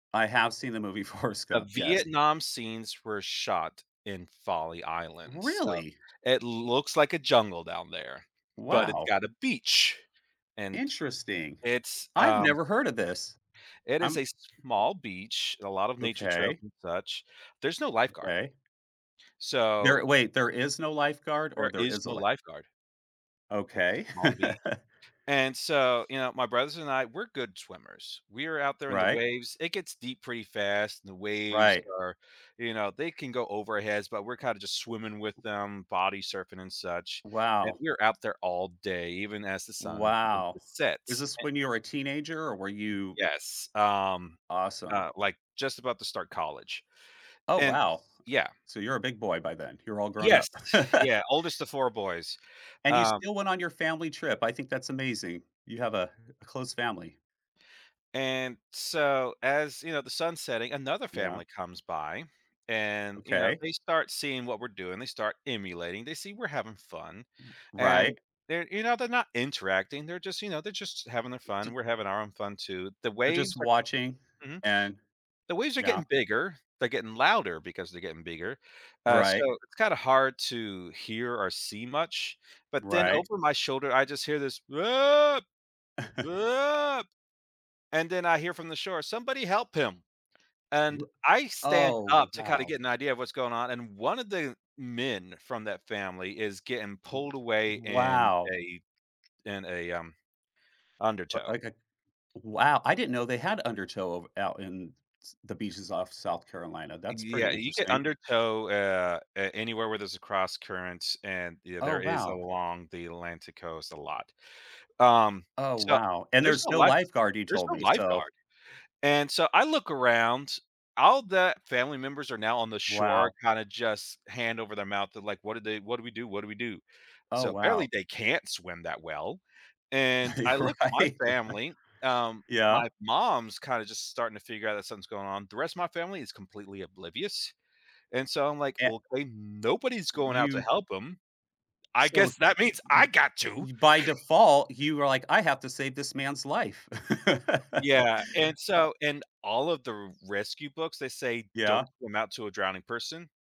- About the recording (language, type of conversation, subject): English, unstructured, How have your travels shaped the way you see the world?
- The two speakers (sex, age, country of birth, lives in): male, 35-39, United States, United States; male, 50-54, United States, United States
- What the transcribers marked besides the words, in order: laughing while speaking: "Forrest"; laugh; other background noise; laugh; chuckle; other noise; tapping; unintelligible speech; laugh; laughing while speaking: "Right"; chuckle; chuckle; laugh